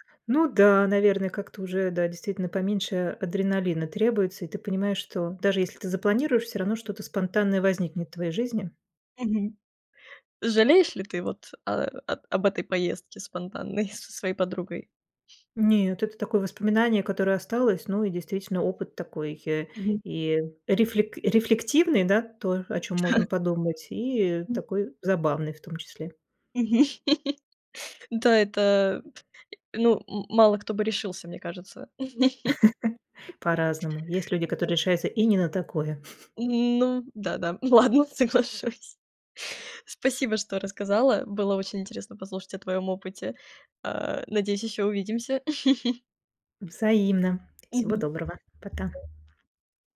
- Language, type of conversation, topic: Russian, podcast, Каким было ваше приключение, которое началось со спонтанной идеи?
- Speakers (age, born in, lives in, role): 20-24, Ukraine, Germany, host; 45-49, Russia, Germany, guest
- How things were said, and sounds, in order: other noise; chuckle; chuckle; chuckle; unintelligible speech; laughing while speaking: "ладно, соглашусь"; chuckle; other background noise